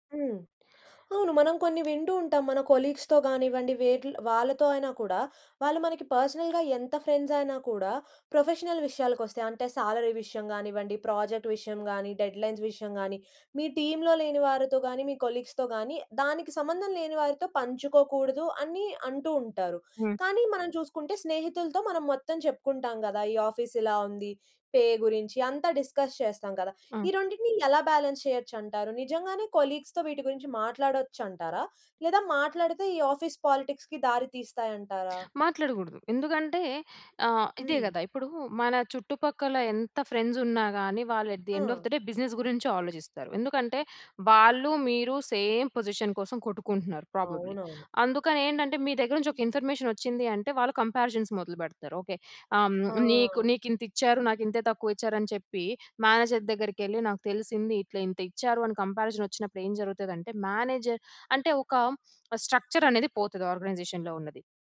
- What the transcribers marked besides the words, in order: in English: "కొలీగ్స్‌తో"; in English: "పర్సనల్‌గా"; in English: "ఫ్రెండ్స్"; in English: "ప్రొఫెషనల్"; in English: "సాలరీ"; in English: "ప్రాజెక్ట్"; in English: "డెడ్‌లైన్స్"; in English: "టీమ్‌లో"; in English: "కొలీగ్స్‌తో"; in English: "ఆఫీస్"; in English: "పే"; in English: "డిస్కస్"; in English: "బాలన్స్"; in English: "కొలీగ్స్‌తో"; in English: "ఆఫీస్ పాలిటిక్స్‌కి"; other background noise; in English: "ఫ్రెండ్స్"; in English: "ఎట్ ద ఎండ్ ఆఫ్ ది డే, బిజినెస్"; in English: "సేమ్ పొజిషన్"; in English: "ప్రాబబ్లీ"; in English: "ఇన్ఫర్మేషన్"; in English: "కంపారిజన్స్"; in English: "మేనేజర్"; in English: "కంపారిజన్"; in English: "మేనేజర్"; in English: "స్ట్రక్చర్"; in English: "ఆర్గనైజేషన్‌లో"
- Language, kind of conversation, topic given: Telugu, podcast, ఆఫీస్ పాలిటిక్స్‌ను మీరు ఎలా ఎదుర్కొంటారు?